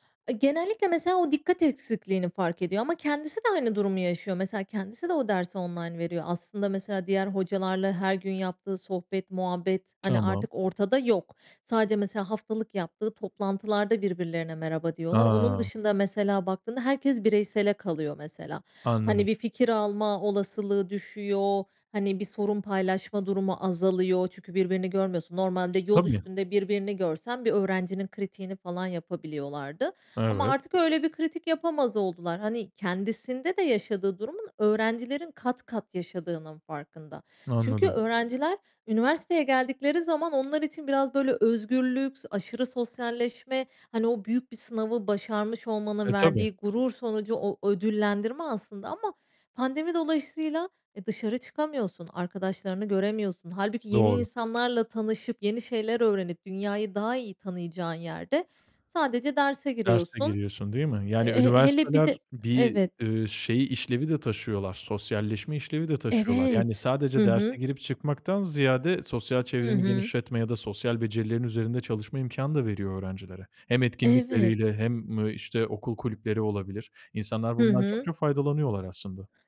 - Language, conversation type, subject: Turkish, podcast, Online derslerle yüz yüze eğitimi nasıl karşılaştırırsın, neden?
- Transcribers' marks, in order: tapping